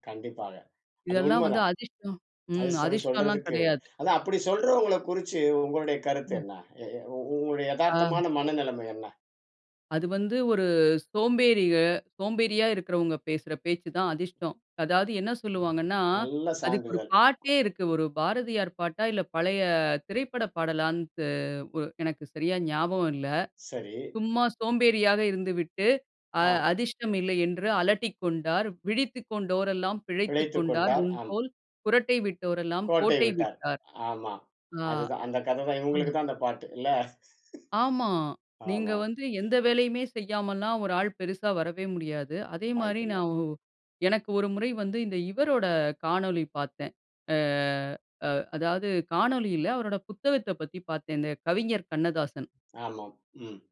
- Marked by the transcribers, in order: other noise; chuckle; drawn out: "அ"
- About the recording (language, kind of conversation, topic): Tamil, podcast, வெற்றி கடின உழைப்பினாலா, அதிர்ஷ்டத்தினாலா கிடைக்கிறது?